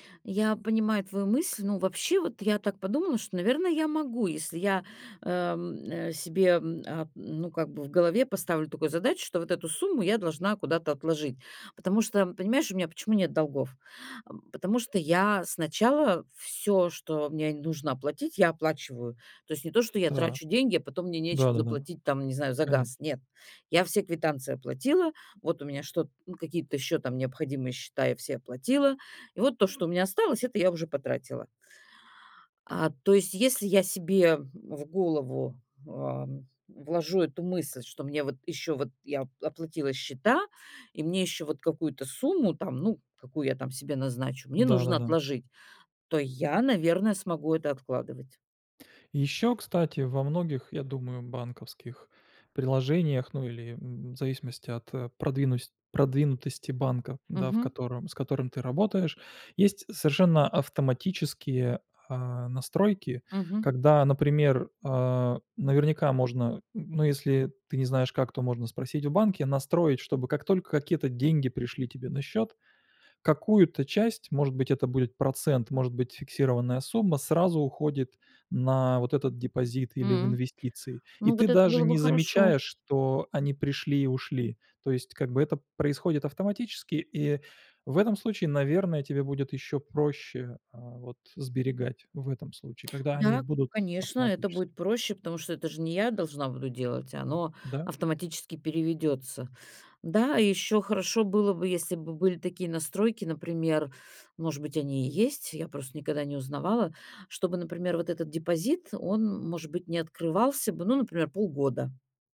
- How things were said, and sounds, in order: tapping
- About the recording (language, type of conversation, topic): Russian, advice, Как не тратить больше денег, когда доход растёт?